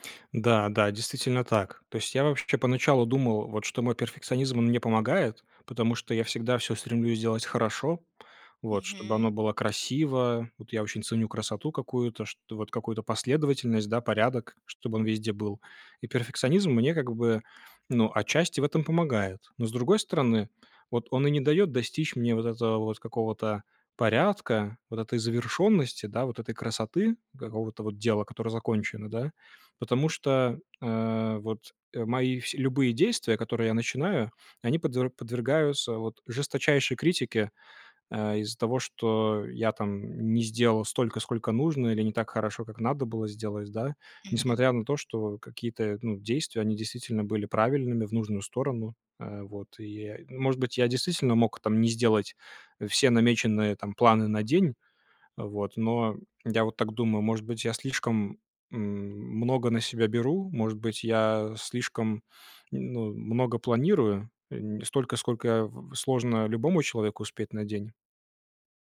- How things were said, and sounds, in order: none
- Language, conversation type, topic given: Russian, advice, Как справиться с постоянным самокритичным мышлением, которое мешает действовать?